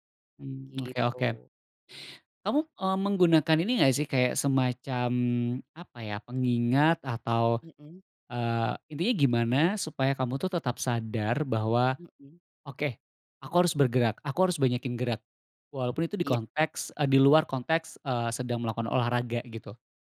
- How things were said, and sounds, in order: none
- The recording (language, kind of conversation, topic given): Indonesian, podcast, Bagaimana kamu tetap aktif tanpa olahraga berat?